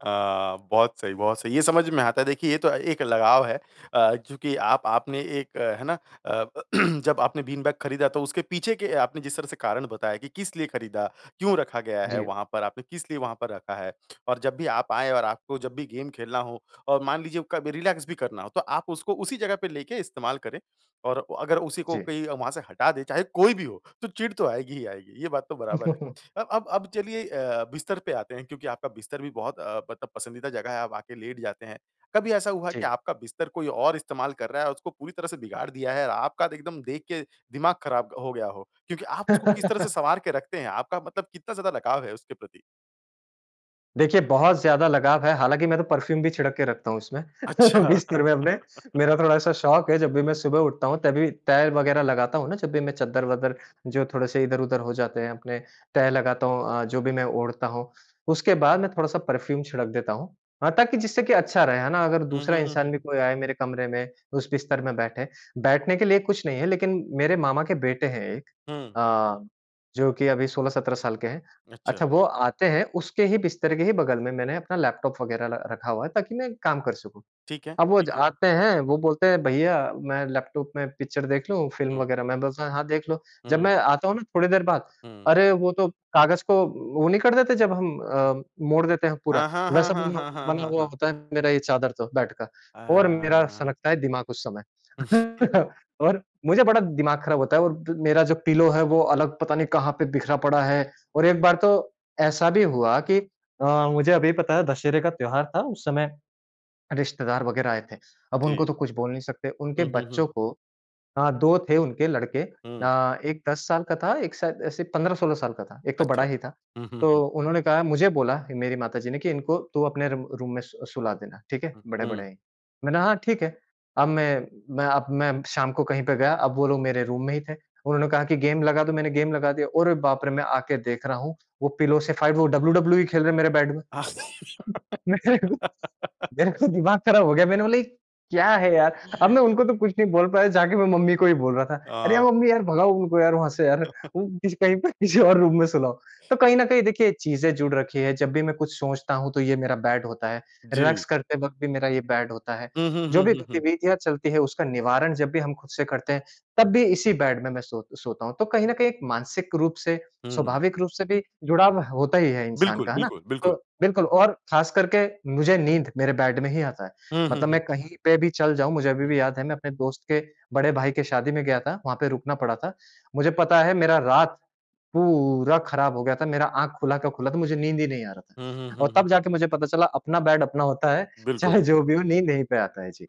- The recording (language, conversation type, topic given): Hindi, podcast, तुम्हारे घर की सबसे आरामदायक जगह कौन सी है और क्यों?
- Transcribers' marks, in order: throat clearing; in English: "रिलैक्स"; chuckle; chuckle; in English: "परफ्यूम"; laughing while speaking: "अच्छा"; laughing while speaking: "बिस्तर में अपने"; laugh; in English: "परफ्यूम"; in English: "बेड"; laugh; laughing while speaking: "हुँ"; in English: "पिलो"; in English: "रूम"; in English: "रूम"; in English: "गेम"; in English: "पिलो"; in English: "फ़ाइट"; in English: "बेड"; laugh; laughing while speaking: "मेरे को"; laugh; other noise; laughing while speaking: "वो कहीं पे किसी और रूम में सुलाओ"; laugh; in English: "बेड"; in English: "रिलैक्स"; in English: "बेड"; in English: "बेड"; in English: "बेड"; in English: "बेड"; laughing while speaking: "चाहे जो भी हो"